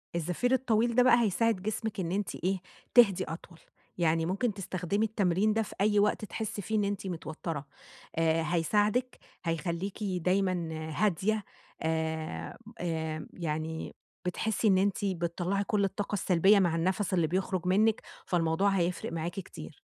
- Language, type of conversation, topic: Arabic, advice, إزاي أعمل تمارين تنفّس سريعة تريحني فورًا لما أحس بتوتر وقلق؟
- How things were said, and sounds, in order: none